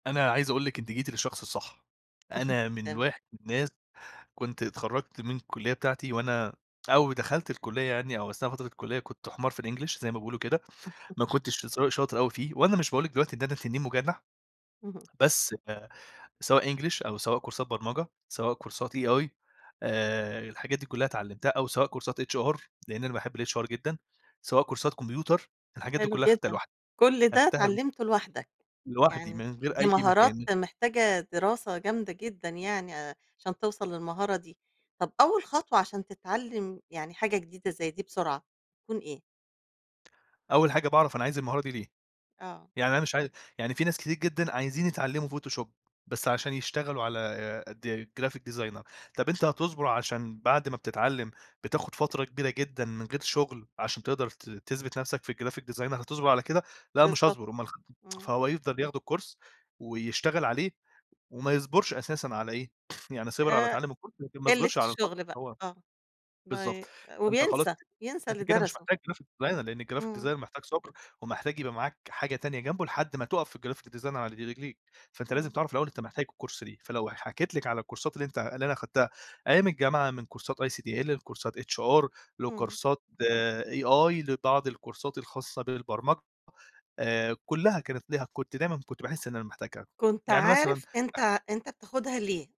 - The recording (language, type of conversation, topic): Arabic, podcast, إزاي تتعلم مهارة جديدة بسرعة؟
- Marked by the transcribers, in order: chuckle; tapping; chuckle; other background noise; in English: "كورسات"; in English: "كورسات AI"; in English: "كورسات HR"; in English: "الHR"; in English: "كورسات"; in English: "فوتوشوب"; in English: "graphic designer"; in English: "الgraphic designer"; unintelligible speech; tsk; in English: "الكورس"; in English: "الكورس"; in English: "graphic designer"; in English: "الgraphic designer"; in English: "graphic design"; in English: "الكورس"; in English: "الكورسات"; in English: "كورسات"; in English: "لكورسات HR لكورسات AI"; in English: "الكورسات"